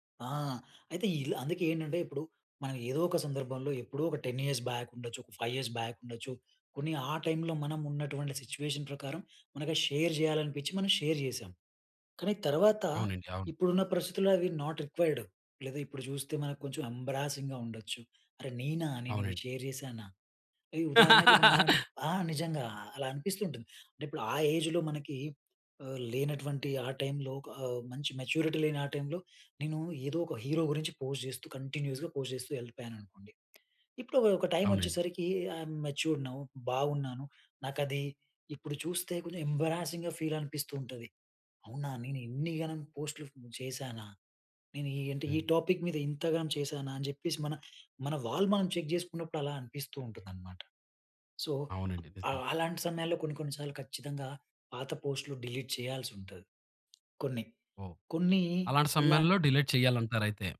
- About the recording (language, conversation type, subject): Telugu, podcast, పాత పోస్టులను తొలగించాలా లేదా దాచివేయాలా అనే విషయంలో మీ అభిప్రాయం ఏమిటి?
- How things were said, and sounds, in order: in English: "టెన్ ఇయర్స్ బ్యాక్"; in English: "ఫైవ్ ఇయర్స్ బ్యాక్"; in English: "టైంలో"; in English: "సిట్యుయేషన్"; in English: "షేర్"; in English: "షేర్"; in English: "నాట్ రిక్వైర్డ్"; in English: "ఎంబారసింగ్‌గా"; laugh; in English: "షేర్"; in English: "ఏజ్‌లో"; in English: "టైంలో"; in English: "మెచ్యూరిటీ"; in English: "టైంలో"; in English: "హీరో"; in English: "పోస్ట్"; in English: "కంటిన్యూయస్‌గా పోస్ట్"; in English: "టైమ్"; in English: "ఐయమ్ మెచ్యూర్డ్ నౌ"; in English: "ఎంబ్రాసింగ్‌గా ఫీల్"; "ఎంబారసింగ్‌గా" said as "ఎంబ్రాసింగ్‌గా"; in English: "టాపిక్"; in English: "చెక్"; in English: "సో"; in English: "డిలీట్"; in English: "డిలీట్"